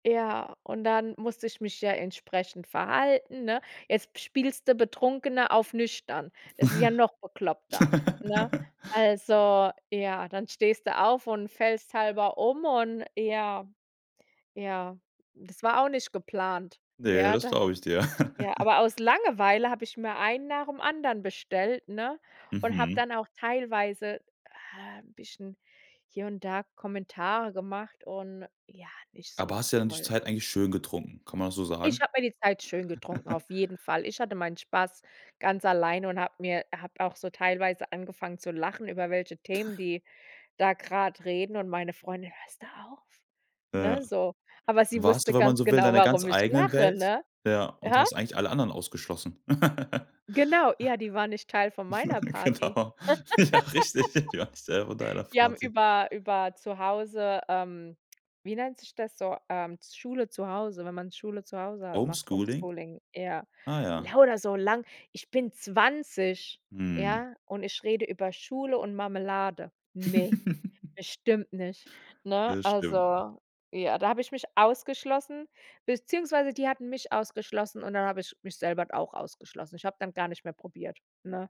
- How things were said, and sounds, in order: laugh; giggle; chuckle; other background noise; put-on voice: "Hörst du auf"; laugh; laughing while speaking: "Genau, ja, richtig, die waren nicht Teil von deiner Party"; laugh; tongue click; in English: "Homeschooling"; in English: "Homeschooling?"; stressed: "zwanzig"; laugh
- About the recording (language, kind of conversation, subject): German, podcast, Was tust du, wenn du dich ausgeschlossen fühlst?